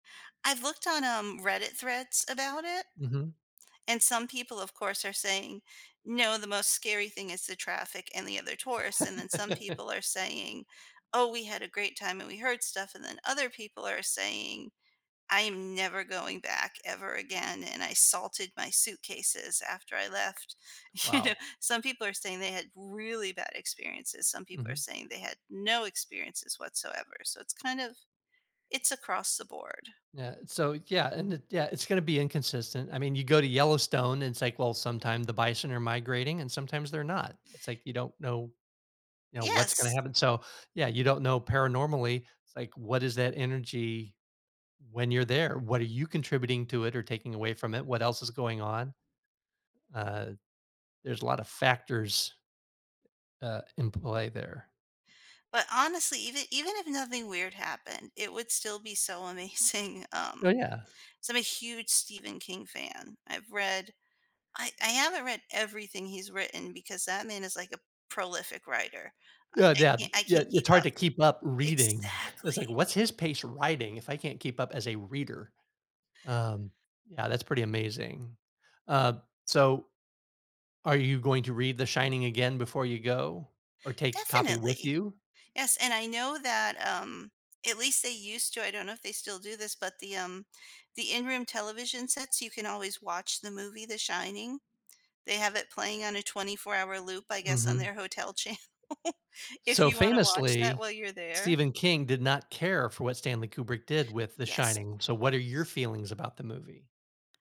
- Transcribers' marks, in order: laugh; laughing while speaking: "you know"; tapping; laughing while speaking: "amazing"; laughing while speaking: "channel"
- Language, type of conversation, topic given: English, advice, How do I plan my dream vacation?
- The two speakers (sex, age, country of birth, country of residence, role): female, 45-49, United States, United States, user; male, 55-59, United States, United States, advisor